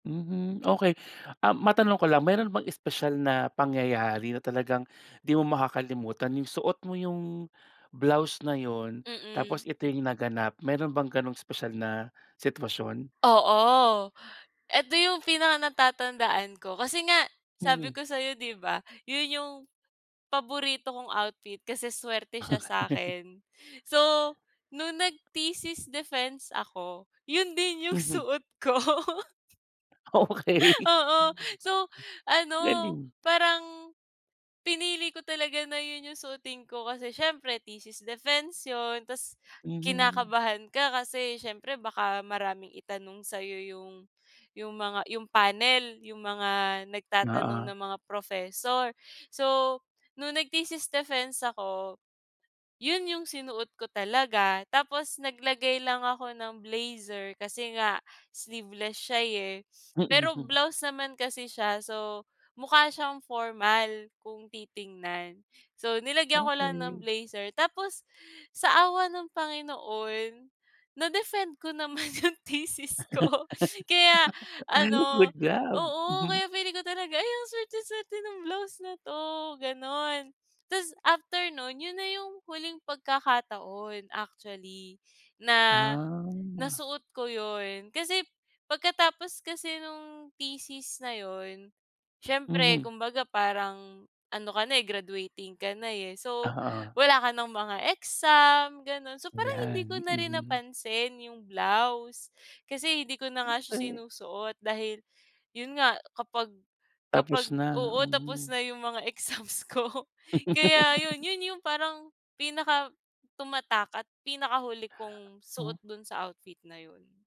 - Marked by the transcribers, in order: other background noise; laughing while speaking: "Okey"; tapping; laugh; laughing while speaking: "Okey"; laughing while speaking: "'yung thesis ko"; laugh; drawn out: "Ah"; laughing while speaking: "exams ko"; laugh
- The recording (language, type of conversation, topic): Filipino, podcast, Ano ang kuwento sa likod ng paborito mong kasuotan?